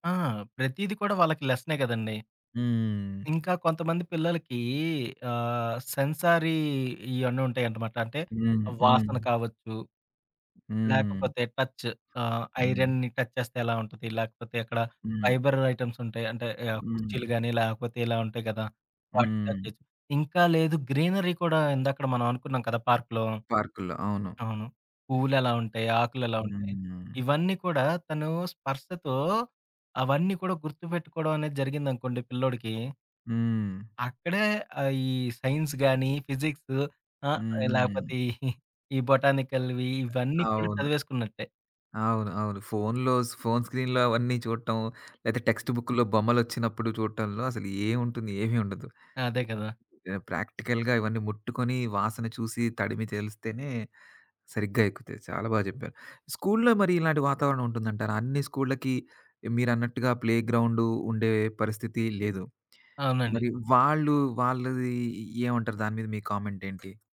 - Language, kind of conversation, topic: Telugu, podcast, పార్కులో పిల్లలతో ఆడేందుకు సరిపోయే మైండ్‌ఫుల్ ఆటలు ఏవి?
- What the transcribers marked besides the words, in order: in English: "టచ్"; in English: "ఐరన్‌ని టచ్"; other background noise; in English: "ఫైబర్ ఐటెమ్స్"; in English: "టచ్"; in English: "గ్రీనరీ"; in English: "సైన్స్"; giggle; in English: "బొటానికల్‌వి"; in English: "స్క్రీన్‌లో"; in English: "టెక్స్ట్‌బుక్‌లో"; in English: "ప్రాక్టికల్‌గా"